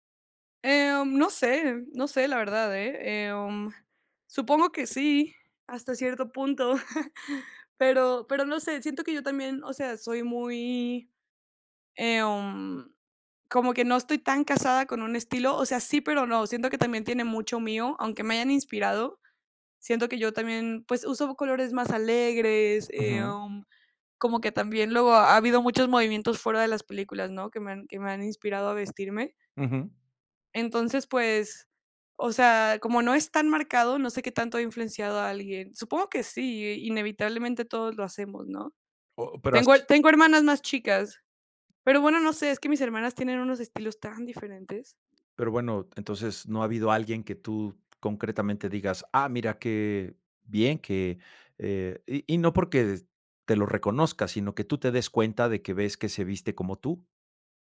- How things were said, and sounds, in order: chuckle; tapping; unintelligible speech
- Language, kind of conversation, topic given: Spanish, podcast, ¿Qué película o serie te inspira a la hora de vestirte?